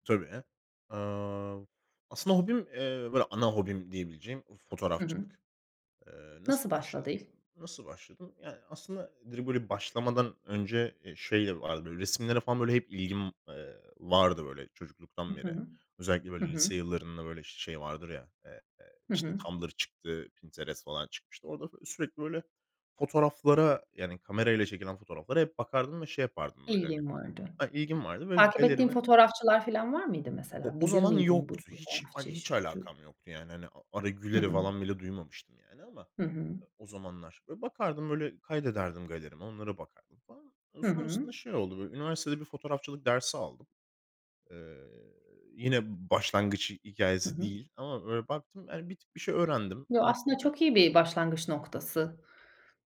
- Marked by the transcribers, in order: unintelligible speech
- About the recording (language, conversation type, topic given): Turkish, podcast, Bir hobiye nasıl başladın, hikâyesini anlatır mısın?